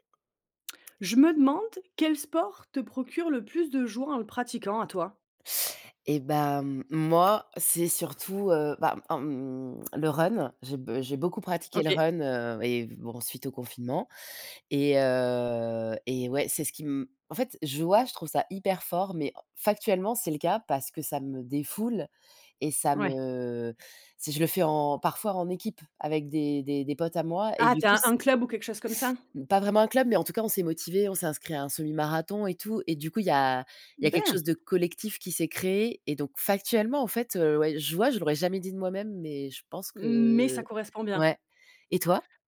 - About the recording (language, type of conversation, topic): French, unstructured, Quel sport te procure le plus de joie quand tu le pratiques ?
- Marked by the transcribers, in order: none